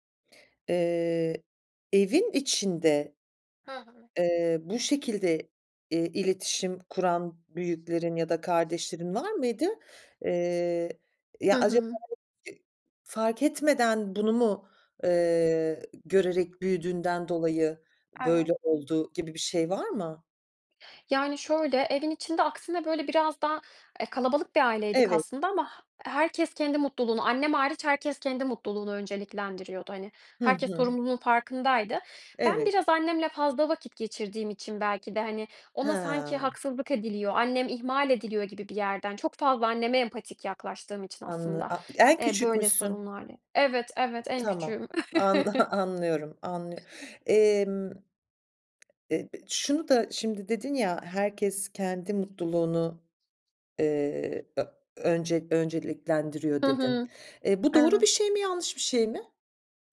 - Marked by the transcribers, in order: other background noise; unintelligible speech; tapping; laughing while speaking: "an anlıyorum"; other noise
- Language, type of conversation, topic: Turkish, podcast, Hayatındaki en önemli dersi neydi ve bunu nereden öğrendin?